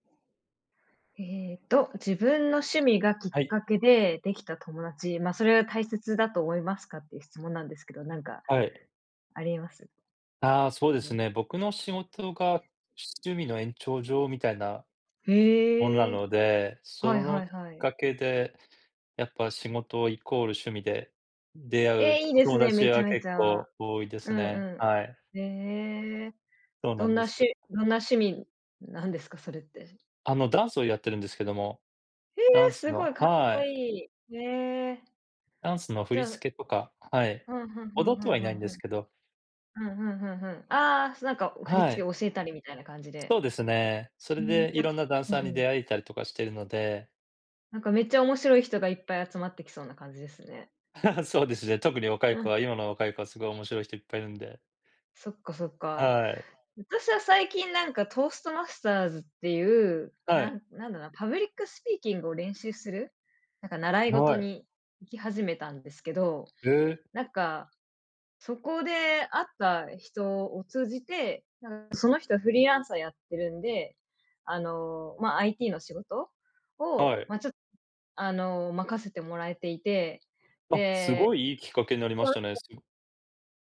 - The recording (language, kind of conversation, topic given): Japanese, unstructured, 趣味を通じて友達を作ることは大切だと思いますか？
- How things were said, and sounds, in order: other background noise; tapping; chuckle